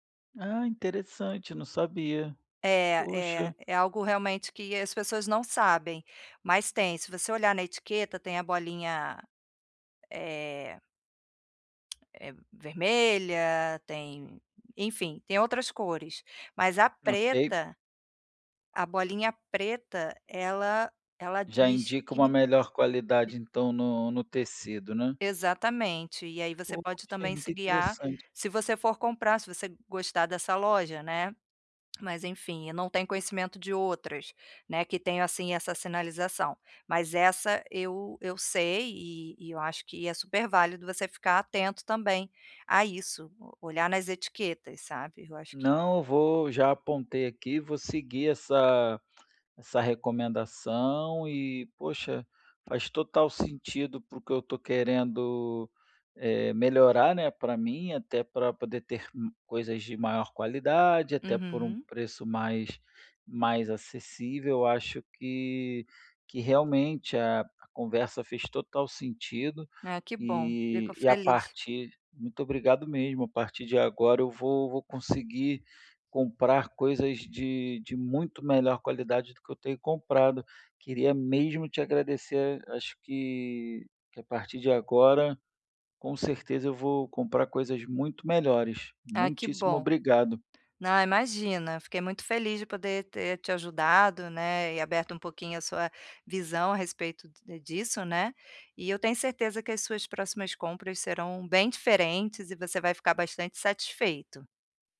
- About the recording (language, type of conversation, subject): Portuguese, advice, Como posso comparar a qualidade e o preço antes de comprar?
- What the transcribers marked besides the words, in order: tapping; tongue click; other background noise